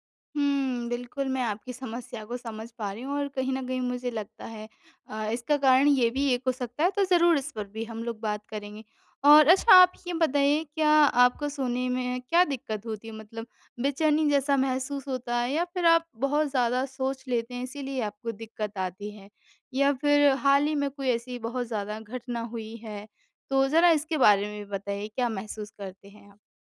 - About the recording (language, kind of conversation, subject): Hindi, advice, सोने से पहले रोज़मर्रा की चिंता और तनाव जल्दी कैसे कम करूँ?
- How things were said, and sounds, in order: none